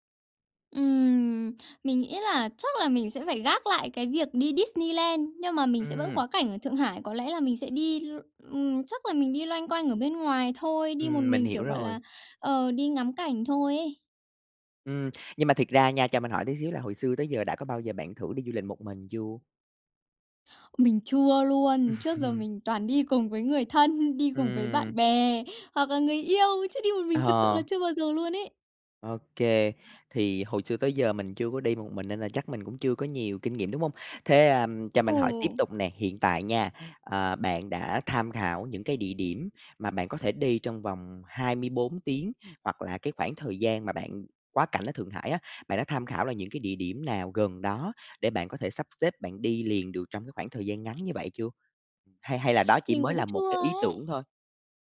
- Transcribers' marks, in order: tapping; laughing while speaking: "Ừm"; laughing while speaking: "thân"
- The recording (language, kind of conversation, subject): Vietnamese, advice, Tôi nên bắt đầu từ đâu khi gặp sự cố và phải thay đổi kế hoạch du lịch?